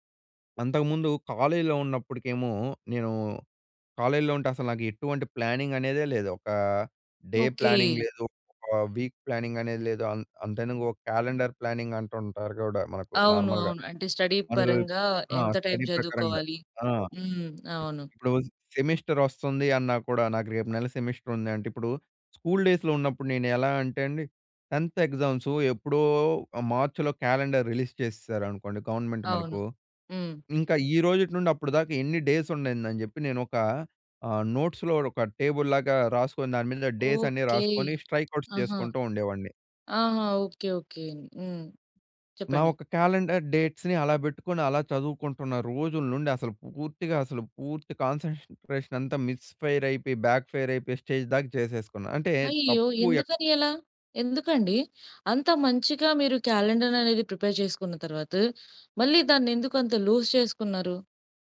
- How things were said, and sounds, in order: in English: "ప్లానింగ్"; in English: "డే ప్లానింగ్"; in English: "వీక్ ప్లానింగ్"; in English: "క్యాలెండర్ ప్లానింగ్"; in English: "నార్మల్‌గా"; unintelligible speech; in English: "స్టడీ"; in English: "స్టడీ"; in English: "టైమ్"; in English: "సెమిస్టర్"; in English: "సెమిస్టర్"; in English: "స్కూల్ డేస్‌లో"; in English: "టెన్త్ ఎగ్జామ్స్"; in English: "క్యాలెండర్ రిలీజ్"; in English: "గవర్నమెంట్"; in English: "డేస్"; in English: "నోట్స్‌లో"; in English: "టేబుల్"; in English: "డేస్"; in English: "స్ట్రైక్ అవుట్స్"; in English: "కాలెండర్ డేట్స్‌ని"; in English: "కాన్సష్‌న్‌ట్రే‌షన్"; "కాన్సన్‌ట్రేషన్" said as "కాన్సష్‌న్‌ట్రే‌షన్"; in English: "మిస్‌ఫై‌ర్"; in English: "బ్యాక్‌ఫైర్"; in English: "స్టేజ్"; in English: "క్యాలెండర్"; in English: "ప్రిపేర్"; in English: "లూజ్"
- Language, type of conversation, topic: Telugu, podcast, క్యాలెండర్‌ని ప్లాన్ చేయడంలో మీ చిట్కాలు ఏమిటి?